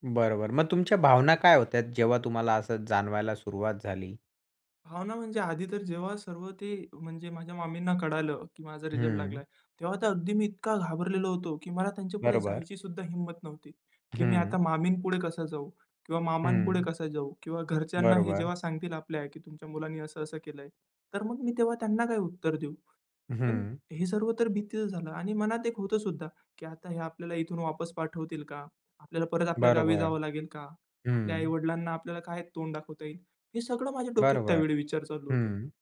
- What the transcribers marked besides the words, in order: tapping
- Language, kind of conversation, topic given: Marathi, podcast, तुम्ही कधी स्वतःच्या चुका मान्य करून पुन्हा नव्याने सुरुवात केली आहे का?